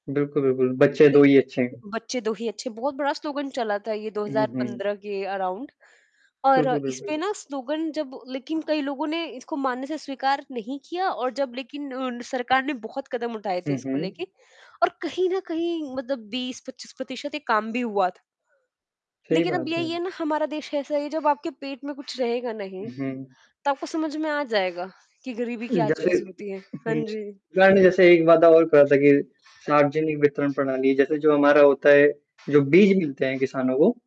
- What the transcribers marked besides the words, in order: static; other noise; in English: "स्लोगन"; in English: "अराउंड"; in English: "स्लोगन"; other background noise; distorted speech
- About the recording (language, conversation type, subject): Hindi, unstructured, राजनीतिक वादों के बावजूद गरीबी क्यों खत्म नहीं होती?